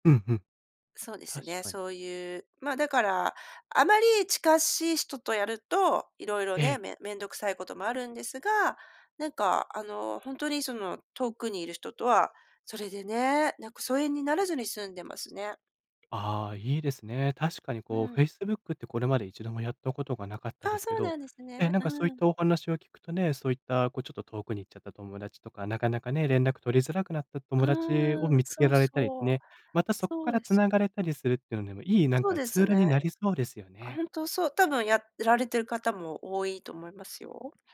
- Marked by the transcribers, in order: none
- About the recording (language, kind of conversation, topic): Japanese, advice, 長年付き合いのある友人と、いつの間にか疎遠になってしまったのはなぜでしょうか？